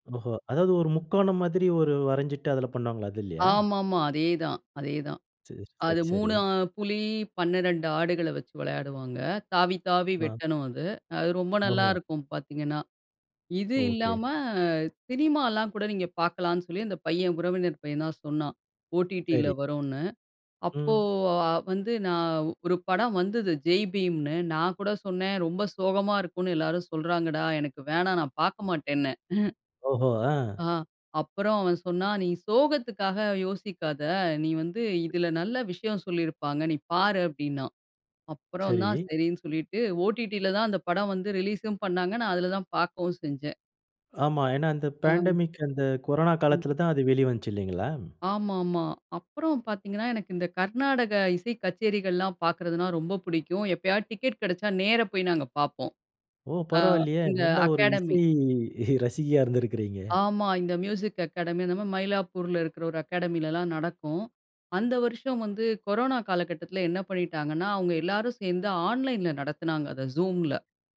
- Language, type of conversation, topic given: Tamil, podcast, பாண்டமிக் காலத்தில் ரசிகர்களின் ருசி மாறிவிட்டதா?
- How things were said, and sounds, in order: chuckle; tapping; in English: "பேண்டமிக்"; in English: "அகாடமி"; snort; in English: "மியூசிக் அகாடமி"; unintelligible speech